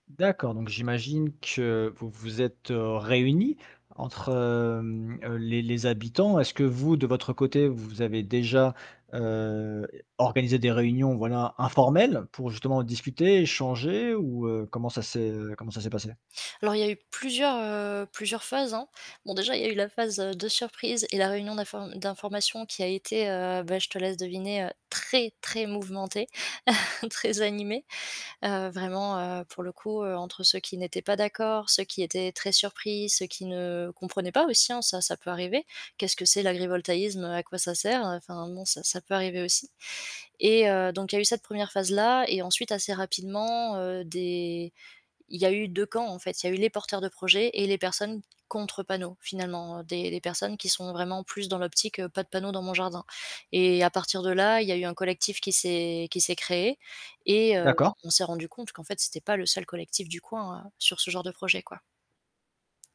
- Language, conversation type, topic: French, podcast, Peux-tu me raconter une expérience marquante de solidarité dans ton quartier ?
- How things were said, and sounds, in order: static; stressed: "réunis"; distorted speech; other background noise; stressed: "très, très"; chuckle; tapping